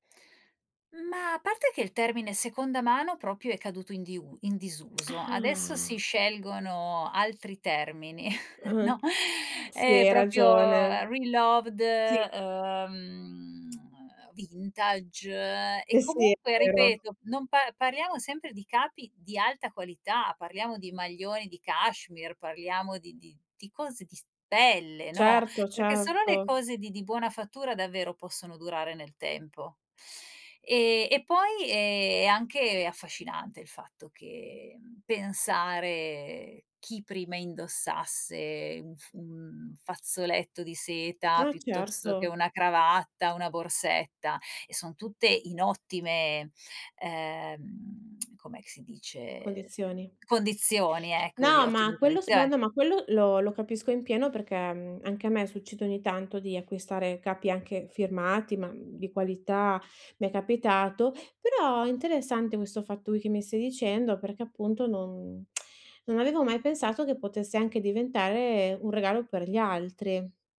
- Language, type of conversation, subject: Italian, advice, Come posso acquistare capi d’abbigliamento e regali di qualità con un budget molto limitato?
- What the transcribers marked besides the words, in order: "proprio" said as "propio"; drawn out: "Ah"; chuckle; "proprio" said as "propio"; in English: "reloved"; drawn out: "ehm"; tongue click; tapping; drawn out: "ehm"; tongue click; other background noise; tsk